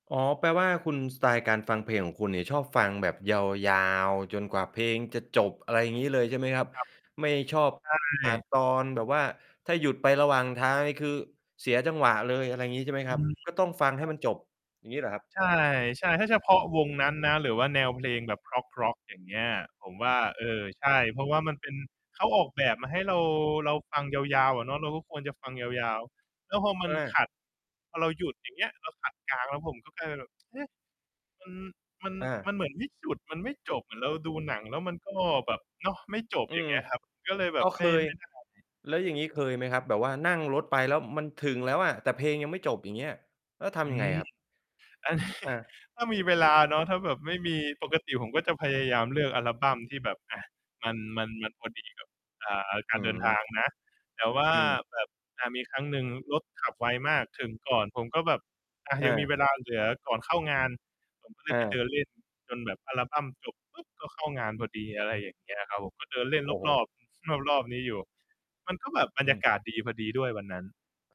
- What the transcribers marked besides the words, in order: distorted speech; tapping; other background noise; laughing while speaking: "อันนี้"; "รอบ ๆ" said as "นอบ ๆ"
- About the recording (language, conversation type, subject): Thai, podcast, มีเหตุการณ์อะไรที่ทำให้คุณเริ่มชอบแนวเพลงใหม่ไหม?